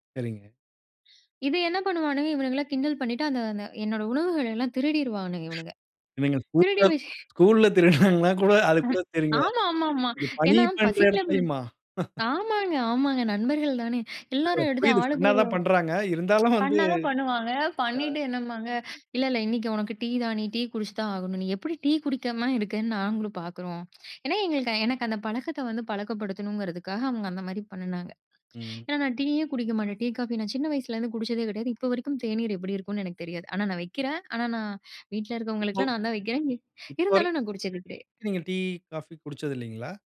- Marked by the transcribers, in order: other noise; unintelligible speech; laughing while speaking: "திருடுனாங்களான்னு கூட"; laughing while speaking: "வ"; laugh; lip smack; laughing while speaking: "இருந்தாலும் வந்து"
- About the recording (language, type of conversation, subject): Tamil, podcast, உற்சாகம் குறைந்த போது உங்களை நீங்கள் எப்படி மீண்டும் ஊக்கப்படுத்திக் கொள்வீர்கள்?
- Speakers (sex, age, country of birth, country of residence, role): female, 30-34, India, India, guest; male, 35-39, India, India, host